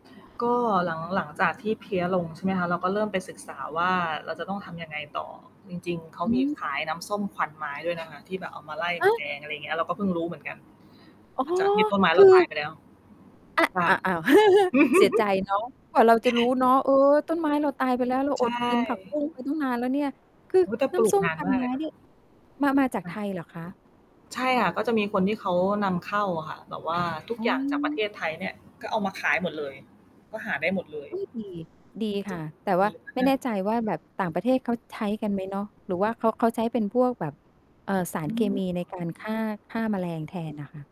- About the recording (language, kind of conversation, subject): Thai, podcast, ควรเริ่มปลูกผักกินเองอย่างไร?
- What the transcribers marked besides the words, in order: static; distorted speech; other background noise; chuckle; laugh